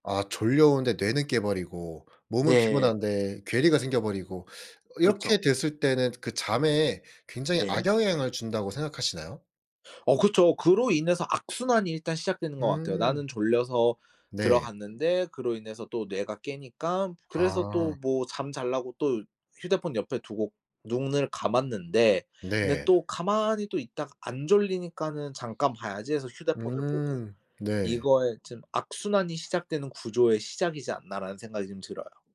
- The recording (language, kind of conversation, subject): Korean, podcast, 취침 전에 스마트폰 사용을 줄이려면 어떻게 하면 좋을까요?
- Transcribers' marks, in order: tapping; other background noise